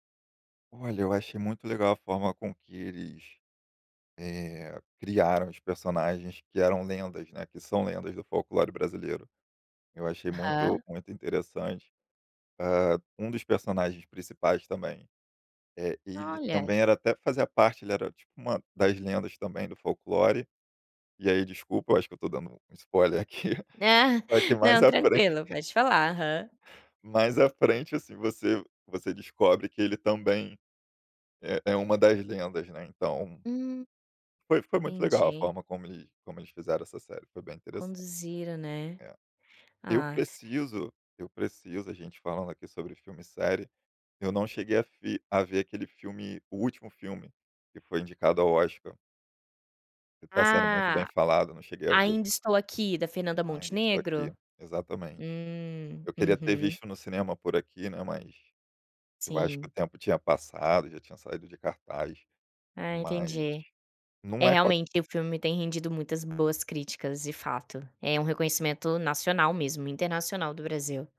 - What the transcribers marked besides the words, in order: tapping; chuckle; other background noise
- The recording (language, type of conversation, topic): Portuguese, podcast, Qual série brasileira merece ser conhecida lá fora e por quê?